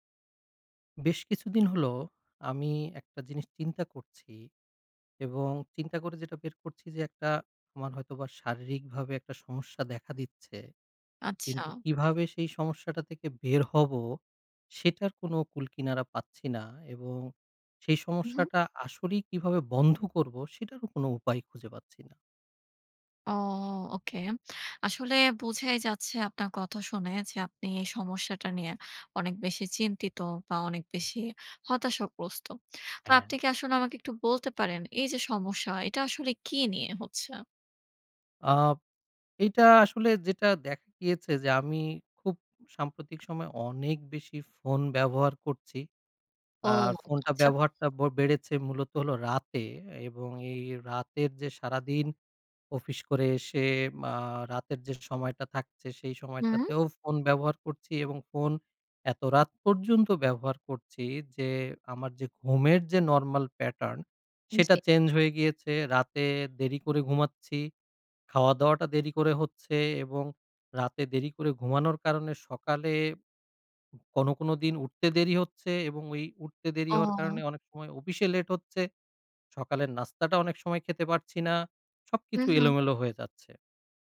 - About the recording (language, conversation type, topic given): Bengali, advice, রাতে ফোন ব্যবহার কমিয়ে ঘুম ঠিক করার চেষ্টা বারবার ব্যর্থ হওয়ার কারণ কী হতে পারে?
- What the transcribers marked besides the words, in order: tapping; in English: "প্যাটার্ন"